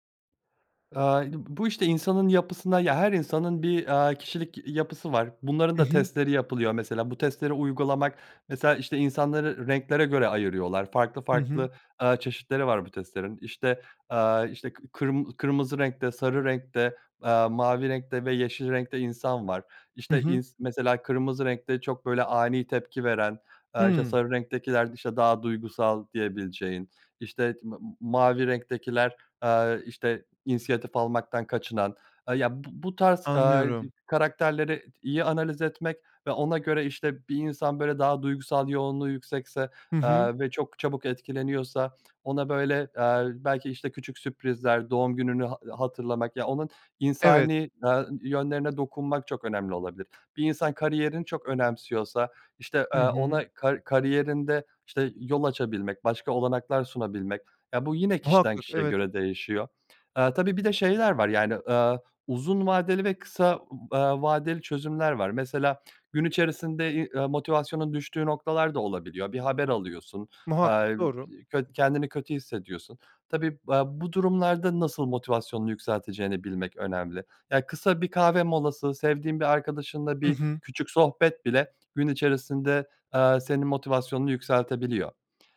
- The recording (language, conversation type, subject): Turkish, podcast, Motivasyonu düşük bir takımı nasıl canlandırırsın?
- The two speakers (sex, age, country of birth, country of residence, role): male, 30-34, Turkey, Bulgaria, host; male, 30-34, Turkey, Germany, guest
- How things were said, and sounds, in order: other background noise